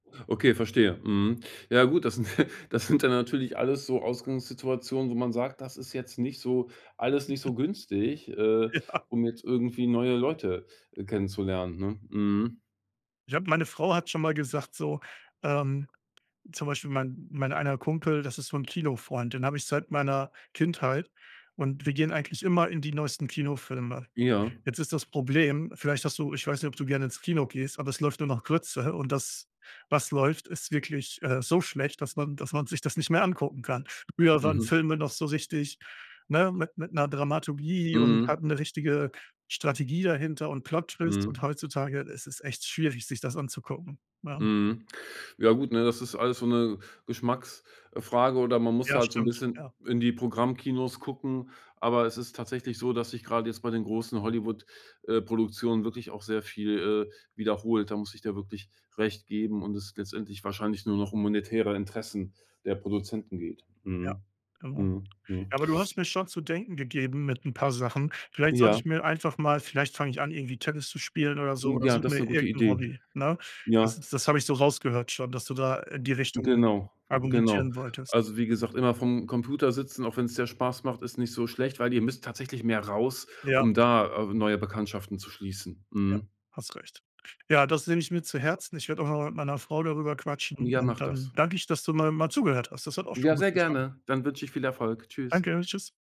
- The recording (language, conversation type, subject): German, advice, Warum fällt es mir schwer, in einer neuen Stadt Freunde zu finden?
- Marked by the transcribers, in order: chuckle; laughing while speaking: "sind"; giggle; laughing while speaking: "Ja"; other background noise